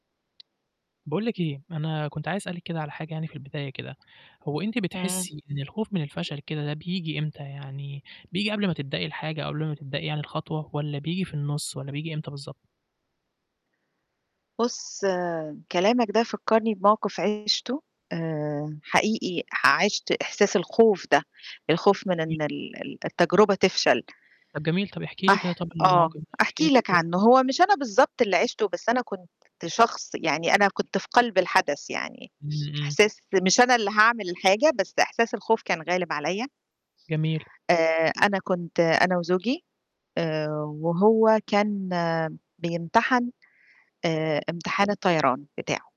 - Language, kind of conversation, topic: Arabic, podcast, إزاي بتتغلب على الخوف من الفشل؟
- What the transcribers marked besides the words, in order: tapping; distorted speech